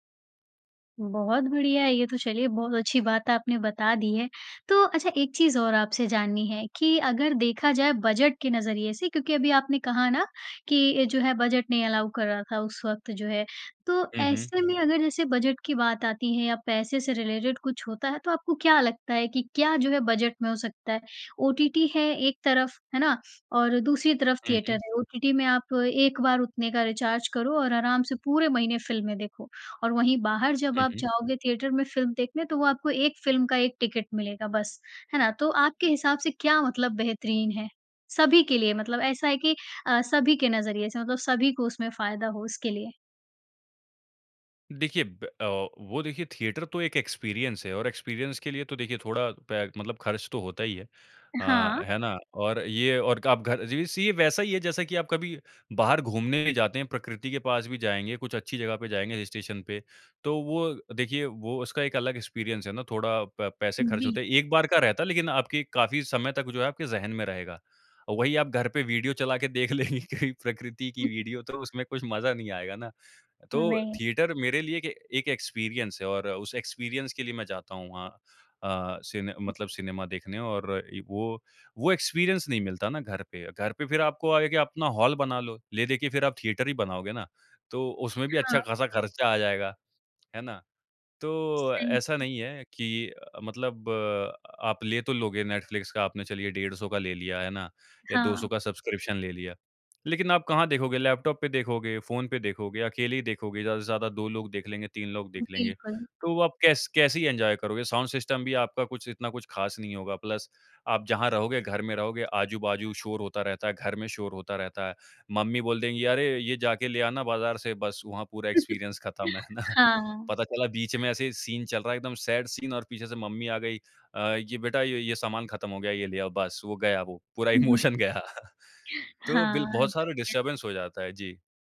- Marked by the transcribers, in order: in English: "अलाउ"; in English: "रिलेटेड"; in English: "एक्सपीरियंस"; in English: "एक्सपीरियंस"; in English: "हिल स्टेशन"; in English: "एक्सपीरियंस"; laughing while speaking: "लेंगे कहीं"; other noise; in English: "एक्सपीरियंस"; in English: "एक्सपीरियंस"; in English: "एक्सपीरियंस"; in English: "एन्जॉय"; in English: "साउंड सिस्टम"; in English: "प्लस"; in English: "एक्सपीरियंस"; laugh; laughing while speaking: "है ना?"; in English: "सीन"; in English: "सैड सीन"; laughing while speaking: "पूरा इमोशन गया"; in English: "इमोशन"; in English: "डिस्टर्बेंस"
- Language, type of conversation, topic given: Hindi, podcast, जब फिल्म देखने की बात हो, तो आप नेटफ्लिक्स और सिनेमाघर में से किसे प्राथमिकता देते हैं?